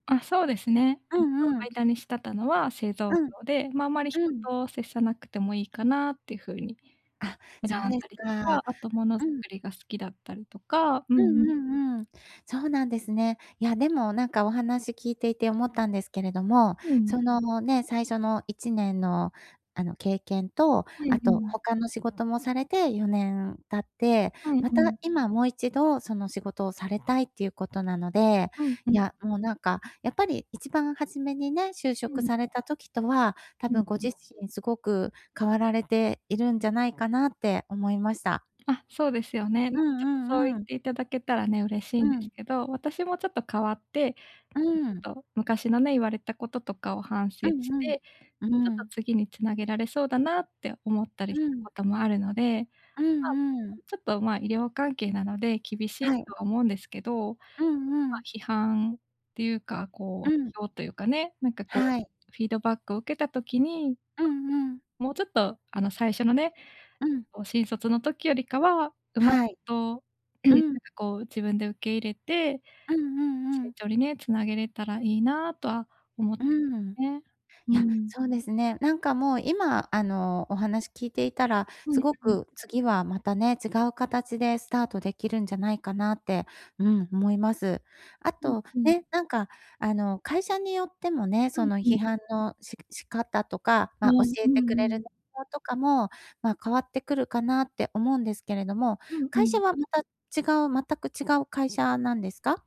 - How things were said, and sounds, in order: other background noise; tapping; unintelligible speech
- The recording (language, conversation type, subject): Japanese, advice, どうすれば批判を成長の機会に変える習慣を身につけられますか？